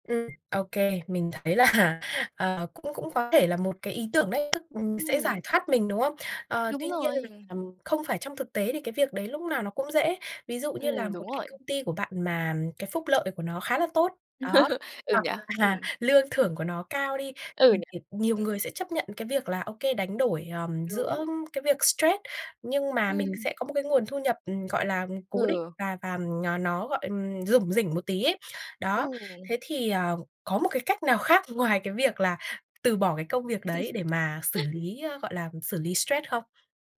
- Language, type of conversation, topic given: Vietnamese, podcast, Bạn xử lý căng thẳng trong công việc như thế nào?
- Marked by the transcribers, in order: other background noise; laughing while speaking: "là"; tapping; chuckle; unintelligible speech; chuckle